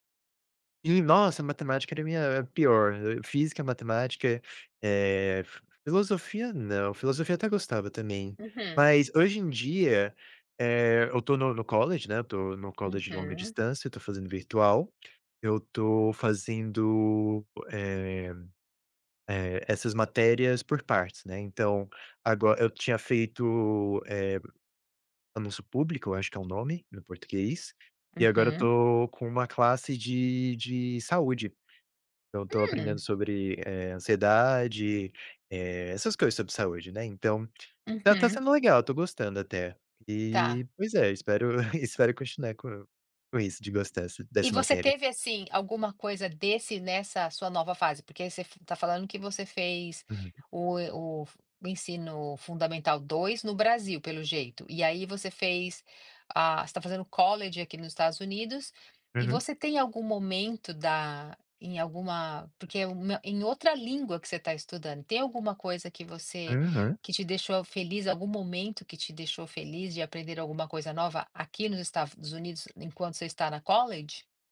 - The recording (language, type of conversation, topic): Portuguese, podcast, Qual foi um momento em que aprender algo novo te deixou feliz?
- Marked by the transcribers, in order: in English: "college"; in English: "college"; tapping; chuckle; in English: "college"; "Estados Unidos" said as "Estafe Unidos"; in English: "college?"